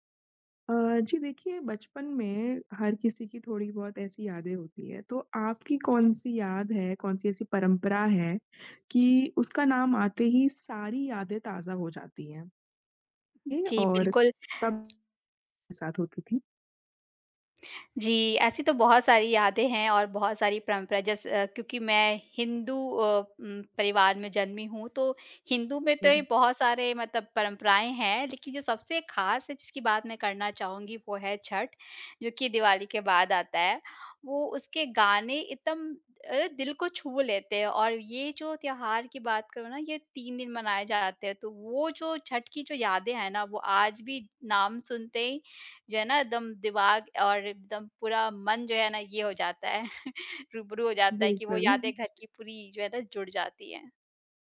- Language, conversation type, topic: Hindi, podcast, बचपन में आपके घर की कौन‑सी परंपरा का नाम आते ही आपको तुरंत याद आ जाती है?
- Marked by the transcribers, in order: tapping; other background noise; chuckle; laughing while speaking: "बिल्कुल"